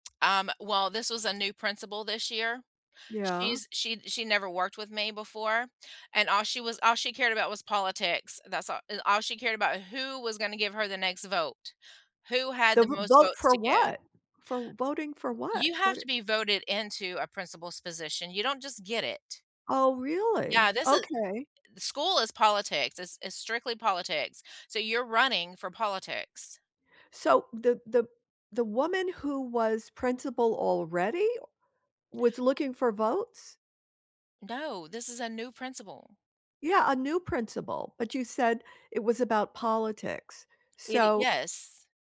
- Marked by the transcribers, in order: tapping; background speech; other background noise
- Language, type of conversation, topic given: English, unstructured, What’s your take on toxic work environments?
- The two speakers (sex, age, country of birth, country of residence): female, 50-54, United States, United States; female, 75-79, United States, United States